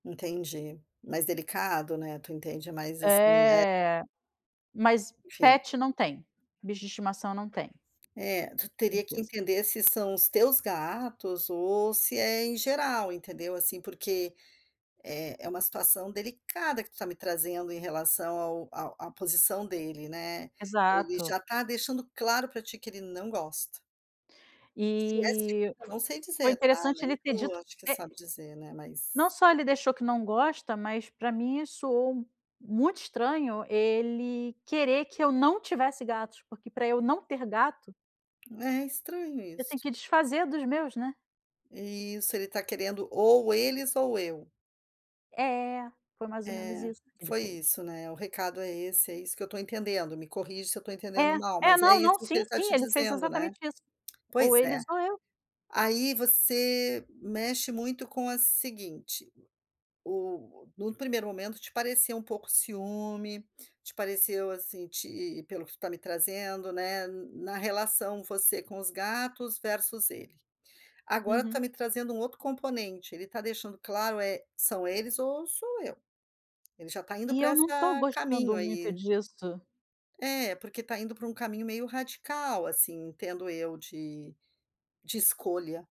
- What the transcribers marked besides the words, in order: none
- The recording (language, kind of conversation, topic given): Portuguese, advice, Como você vivencia insegurança e ciúmes em relacionamentos amorosos?